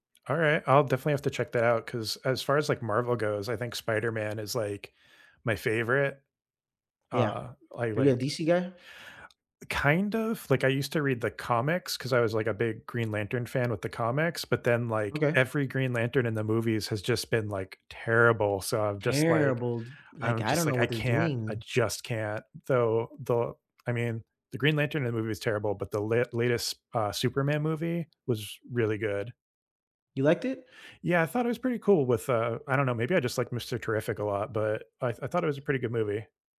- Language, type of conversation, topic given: English, unstructured, What was the first movie that made you love going to the cinema?
- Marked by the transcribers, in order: tapping; other background noise